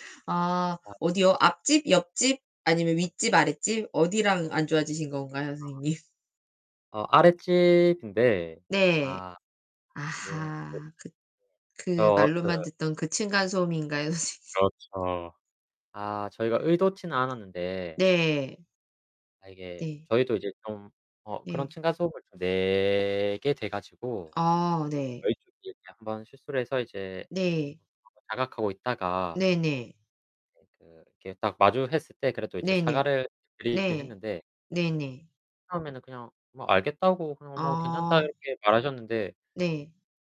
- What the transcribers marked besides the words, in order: static; distorted speech; other background noise; unintelligible speech; laughing while speaking: "선생님?"; unintelligible speech
- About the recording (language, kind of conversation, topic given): Korean, unstructured, 요즘 이웃 간 갈등이 자주 생기는 이유는 무엇이라고 생각하시나요?